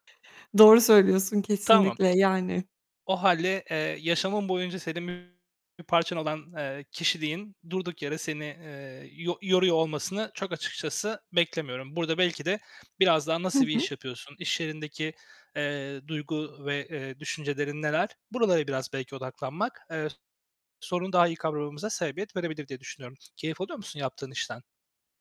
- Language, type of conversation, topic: Turkish, advice, Duygularımı bastırıp sonrasında aniden duygusal bir çöküş yaşamamın nedeni ne olabilir?
- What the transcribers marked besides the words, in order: other background noise; distorted speech